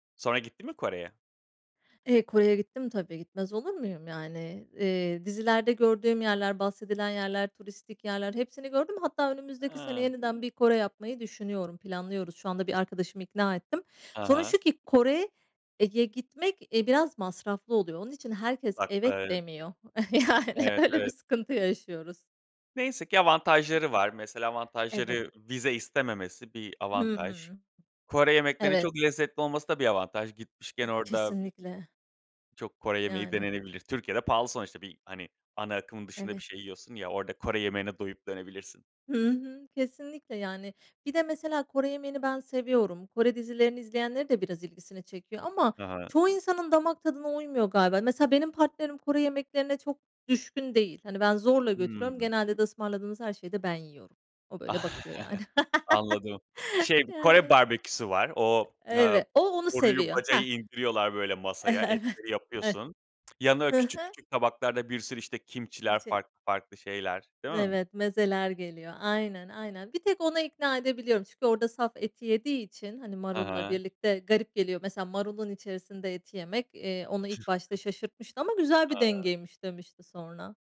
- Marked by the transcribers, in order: unintelligible speech; stressed: "evet"; other background noise; chuckle; chuckle; chuckle
- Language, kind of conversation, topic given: Turkish, podcast, Bir diziyi bir gecede bitirdikten sonra kendini nasıl hissettin?